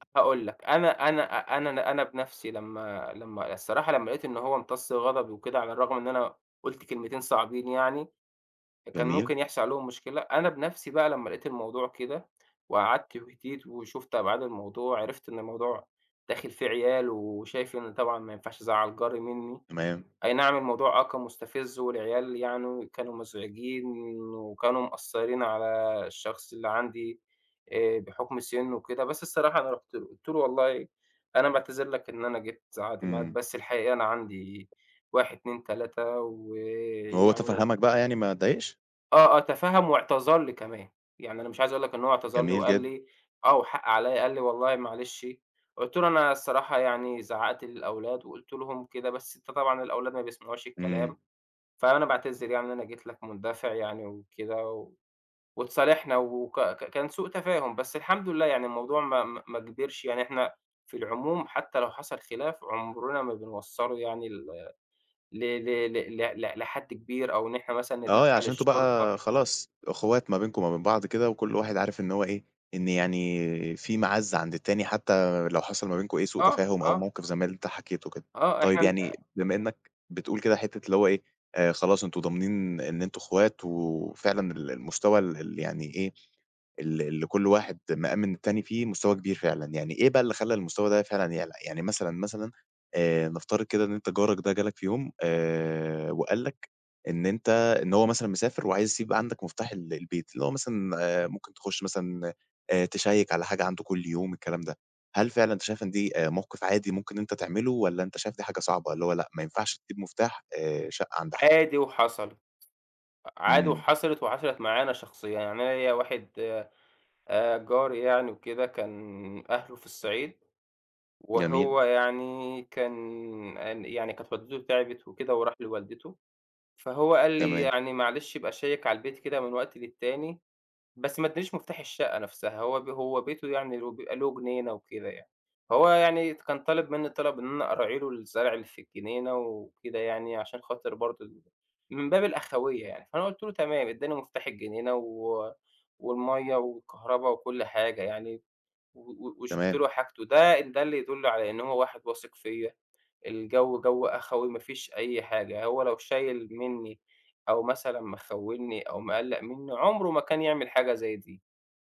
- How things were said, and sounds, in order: tapping
- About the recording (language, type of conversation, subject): Arabic, podcast, إزاي نبني جوّ أمان بين الجيران؟